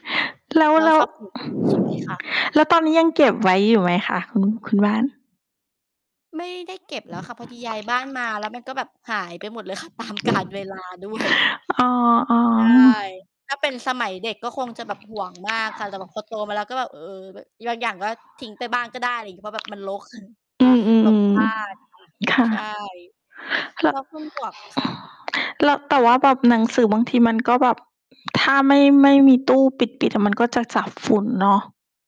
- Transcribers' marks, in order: distorted speech; tapping; other background noise; mechanical hum; laughing while speaking: "ตามกาลเวลาด้วย"; background speech; chuckle; other noise
- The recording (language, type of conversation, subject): Thai, unstructured, คุณเลือกหนังสือมาอ่านในเวลาว่างอย่างไร?